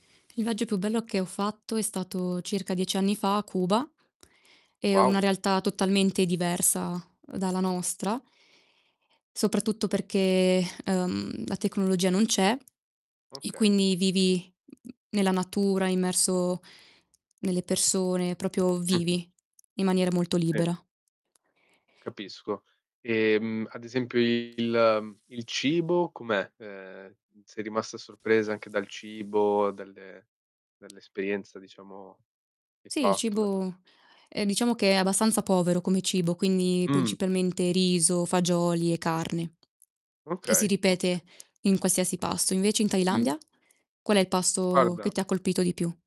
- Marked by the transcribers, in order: distorted speech; tapping; "proprio" said as "propio"
- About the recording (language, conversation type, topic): Italian, unstructured, Qual è stato il viaggio più bello che hai fatto?